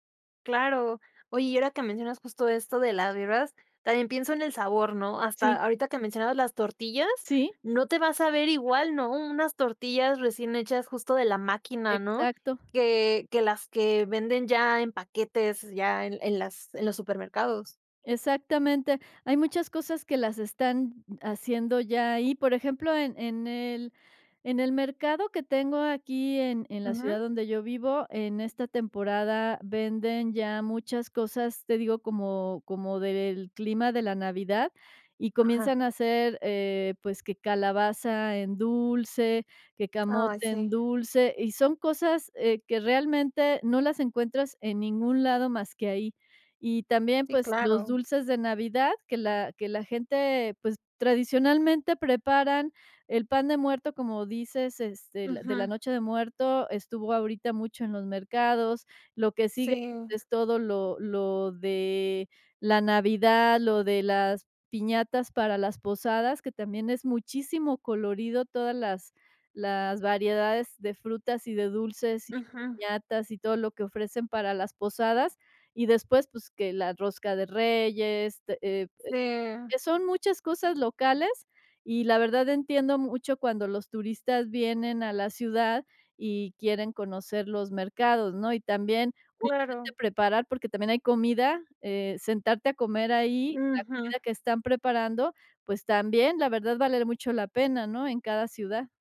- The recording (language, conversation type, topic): Spanish, podcast, ¿Qué papel juegan los mercados locales en una vida simple y natural?
- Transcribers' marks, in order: unintelligible speech